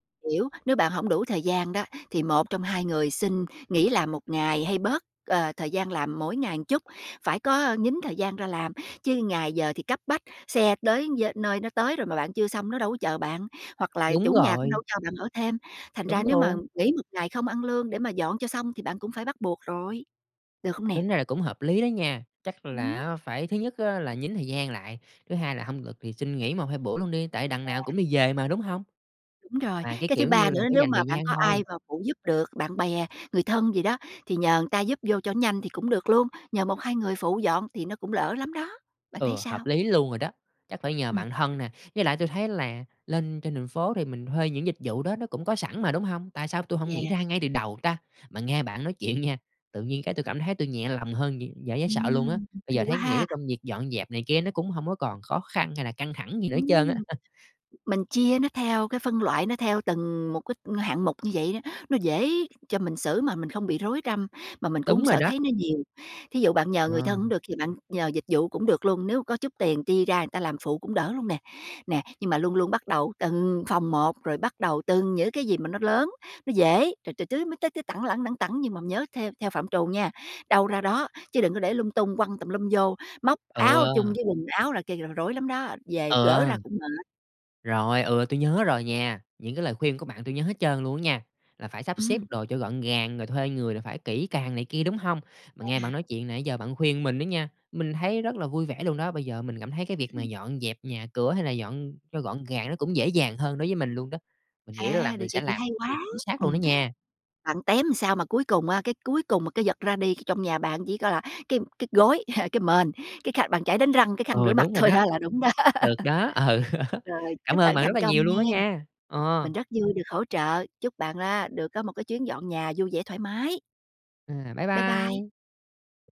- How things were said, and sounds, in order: tapping; "người" said as "ừn"; laughing while speaking: "chuyện nha"; other noise; chuckle; "người" said as "ừn"; chuckle; laughing while speaking: "thôi đó"; laughing while speaking: "ừ"; laugh; laughing while speaking: "đó"; laugh
- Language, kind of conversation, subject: Vietnamese, advice, Làm sao để giảm căng thẳng khi sắp chuyển nhà mà không biết bắt đầu từ đâu?